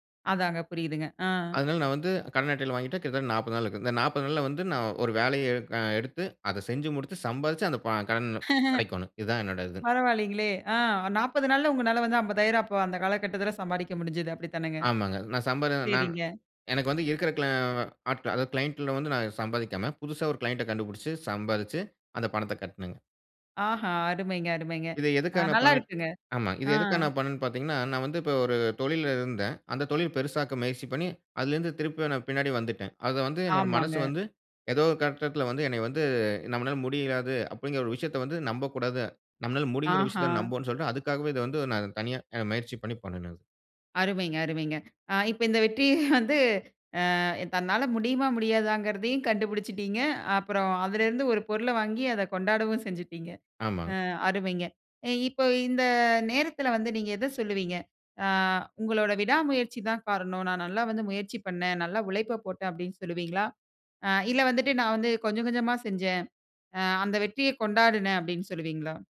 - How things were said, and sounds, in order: chuckle; in English: "கிளையன்ட்"; in English: "கிளையன்ட்"; "கட்டத்தில" said as "கற்றத்துல"; laughing while speaking: "இப்ப இந்த வெற்றி வந்து"; other background noise
- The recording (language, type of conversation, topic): Tamil, podcast, தொடக்கத்தில் சிறிய வெற்றிகளா அல்லது பெரிய இலக்கை உடனடி பலனின்றி தொடர்ந்து நாடுவதா—இவற்றில் எது முழுமையான தீவிரக் கவன நிலையை அதிகம் தூண்டும்?